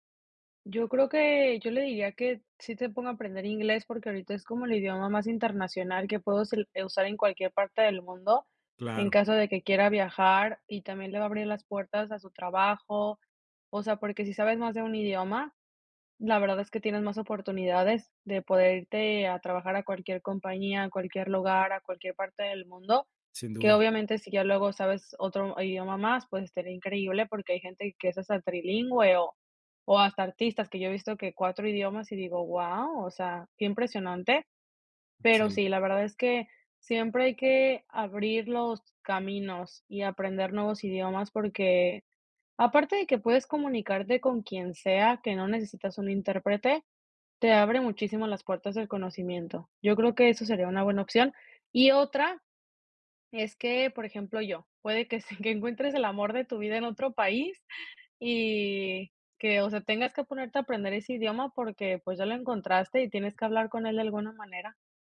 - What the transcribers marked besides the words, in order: laughing while speaking: "se"
- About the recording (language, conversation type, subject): Spanish, podcast, ¿Cómo empezaste a estudiar un idioma nuevo y qué fue lo que más te ayudó?